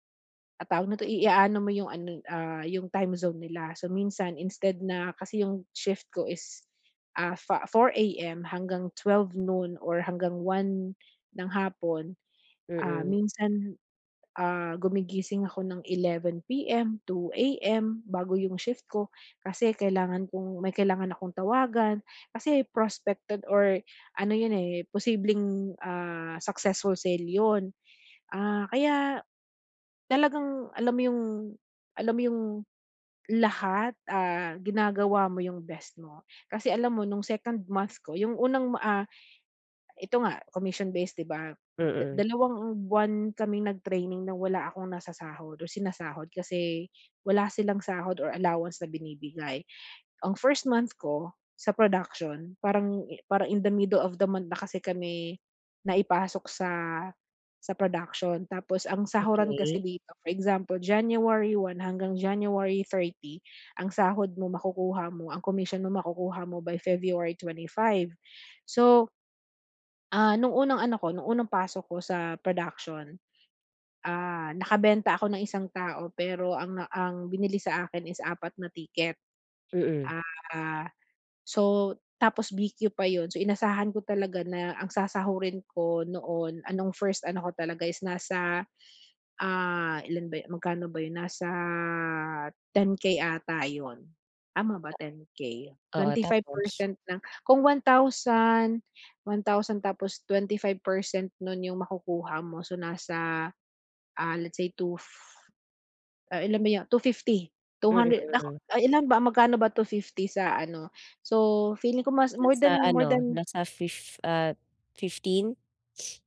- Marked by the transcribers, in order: tapping; in English: "prospected"; in English: "in the mddle of the month"; drawn out: "sa"; drawn out: "Ah"; drawn out: "Nasa"; sniff
- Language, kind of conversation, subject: Filipino, advice, Paano ko mapapalaya ang sarili ko mula sa mga inaasahan at matututong tanggapin na hindi ko kontrolado ang resulta?